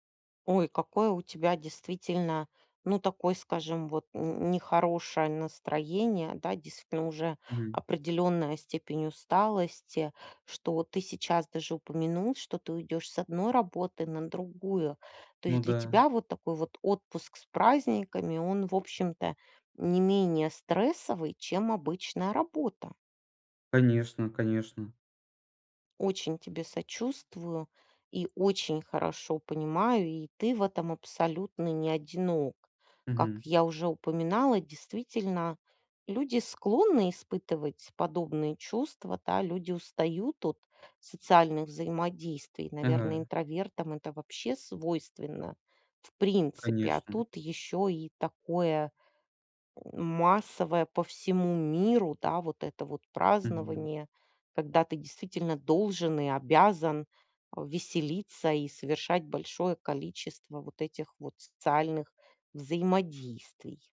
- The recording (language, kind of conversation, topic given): Russian, advice, Как наслаждаться праздниками, если ощущается социальная усталость?
- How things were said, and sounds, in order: tapping